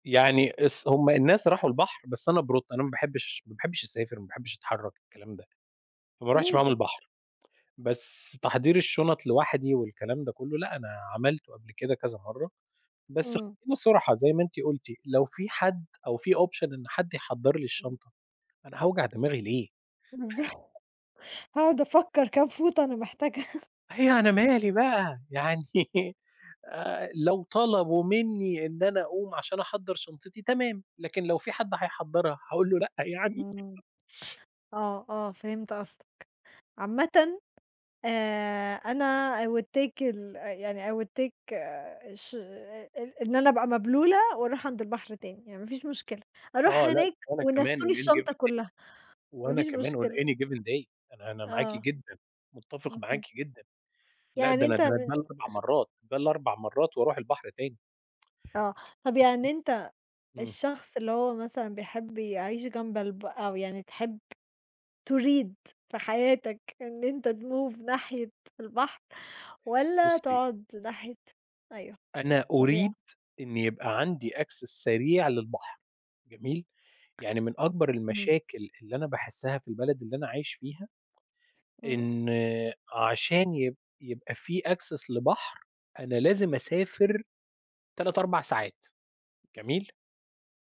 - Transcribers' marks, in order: in English: "Option"; tapping; laughing while speaking: "إزاي، هاقعد أفكّر كام فوطة أنا محتاجها"; chuckle; laughing while speaking: "يعني"; other background noise; chuckle; in English: "I will take"; in English: "I will take"; in English: "On any given day"; in English: "On any given day"; in English: "تMove"; in English: "Access"; in English: "Access"
- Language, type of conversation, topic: Arabic, unstructured, هل بتحب تقضي وقتك جنب البحر؟ ليه؟